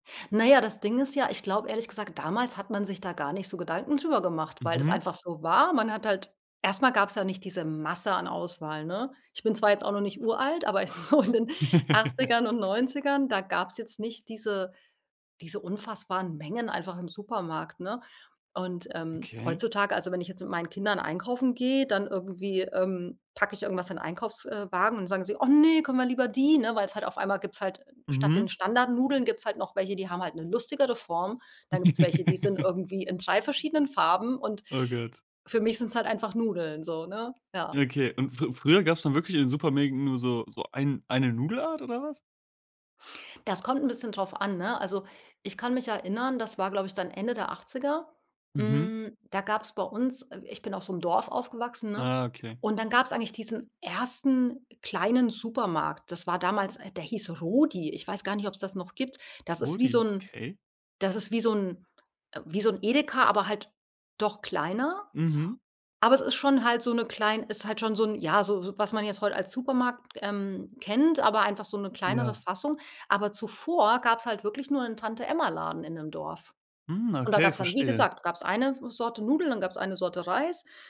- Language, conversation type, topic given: German, podcast, Wie sehr durftest du als Kind selbst entscheiden?
- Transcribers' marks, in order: giggle; laughing while speaking: "so in den"; giggle; other background noise